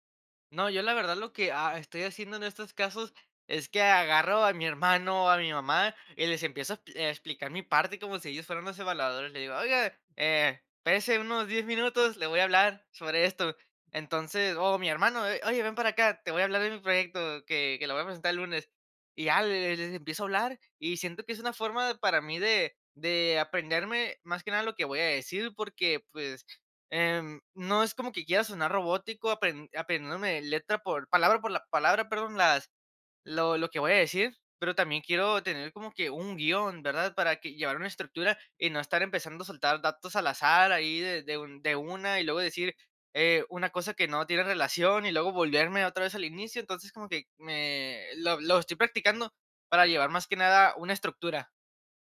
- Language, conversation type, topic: Spanish, podcast, ¿Qué métodos usas para estudiar cuando tienes poco tiempo?
- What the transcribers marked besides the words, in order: none